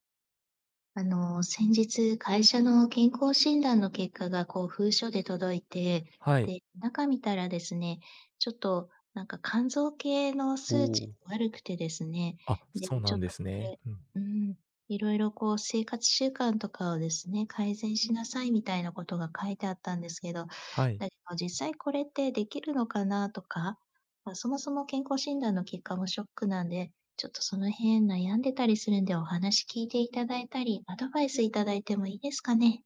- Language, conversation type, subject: Japanese, advice, 健康診断の結果を受けて生活習慣を変えたいのですが、何から始めればよいですか？
- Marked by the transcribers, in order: none